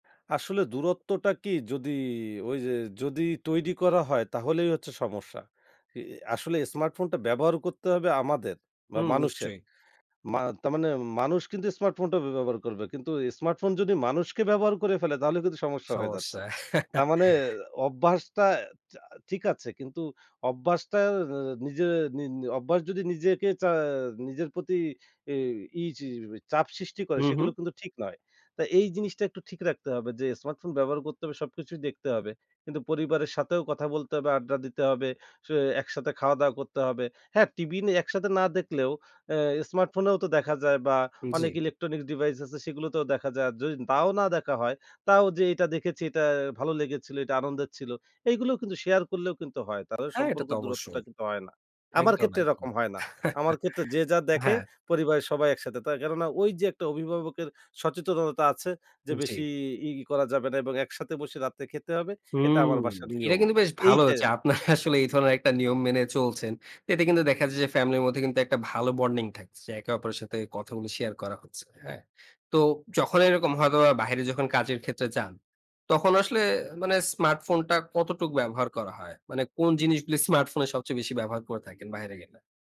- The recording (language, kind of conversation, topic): Bengali, podcast, স্মার্টফোন আপনার দৈনন্দিন জীবন কীভাবে বদলে দিয়েছে?
- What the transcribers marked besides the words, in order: other background noise; chuckle; chuckle; tapping; laughing while speaking: "আপনারা আসলে"